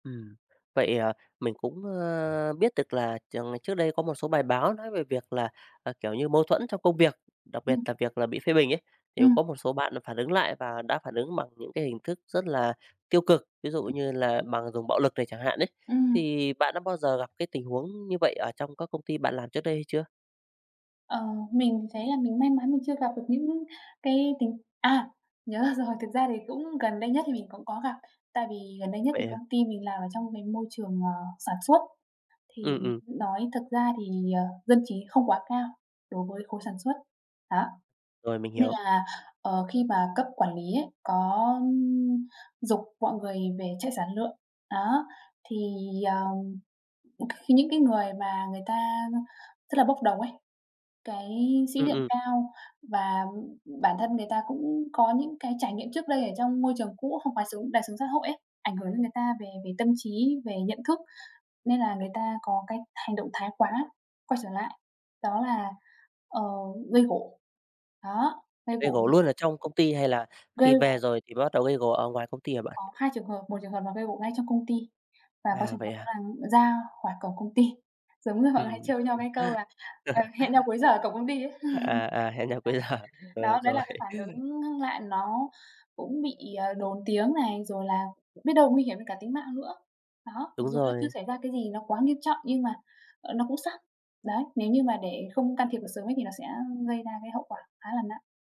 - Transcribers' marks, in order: other background noise; tapping; laughing while speaking: "nhớ ra rồi"; laugh; laugh; unintelligible speech; laughing while speaking: "cuối giờ"; laugh
- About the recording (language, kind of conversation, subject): Vietnamese, podcast, Bạn xử lý thế nào khi bị phê bình trước mọi người?